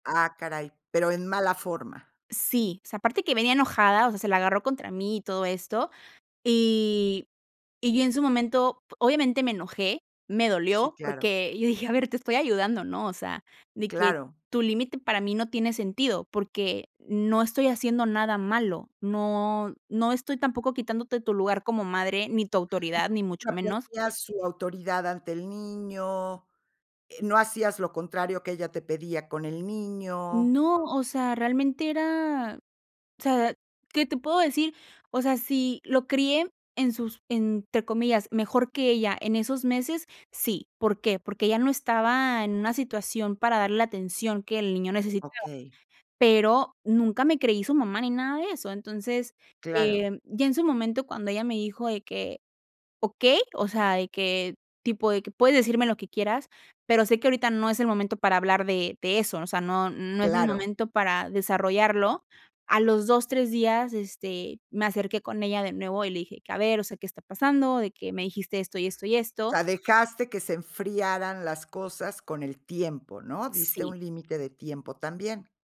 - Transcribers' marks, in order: none
- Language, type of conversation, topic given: Spanish, podcast, ¿Cómo explicas tus límites a tu familia?